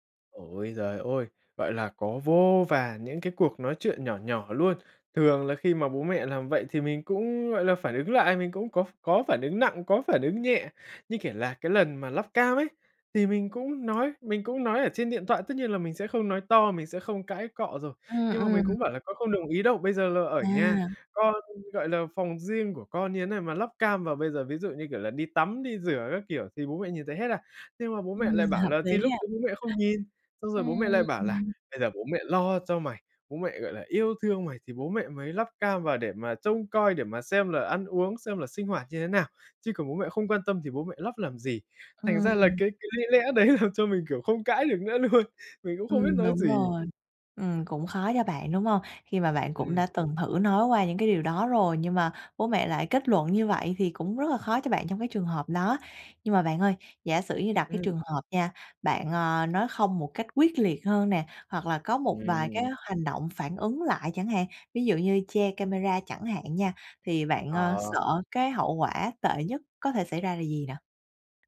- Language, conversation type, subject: Vietnamese, advice, Làm sao để đặt ranh giới lành mạnh với người thân?
- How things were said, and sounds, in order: in English: "cam"; tapping; in English: "cam"; other noise; in English: "cam"; laughing while speaking: "đấy"; laughing while speaking: "luôn"